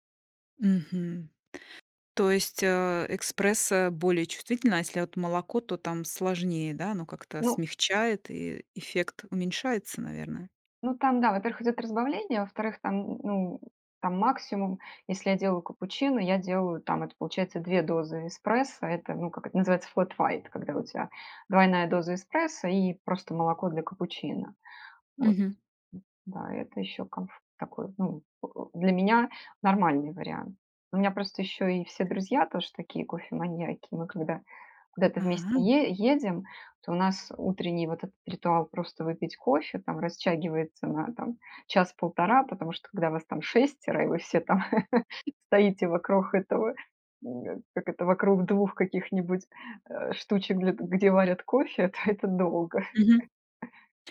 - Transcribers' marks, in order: "эспрессо" said as "экспресса"; tapping; chuckle; chuckle
- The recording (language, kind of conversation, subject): Russian, podcast, Как выглядит твой утренний ритуал с кофе или чаем?